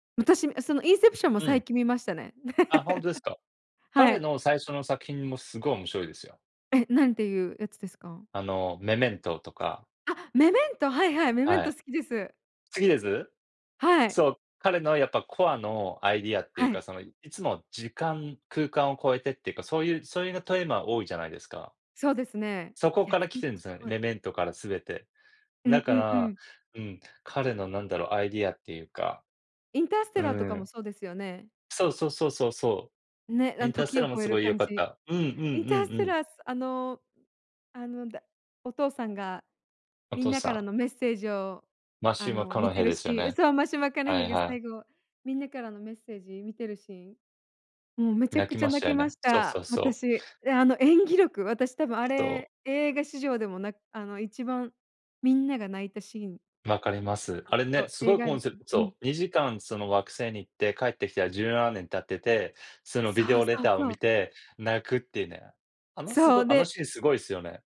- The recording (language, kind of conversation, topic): Japanese, unstructured, 最近観た映画の中で、特に印象に残っている作品は何ですか？
- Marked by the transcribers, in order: laugh; tapping; other noise; other background noise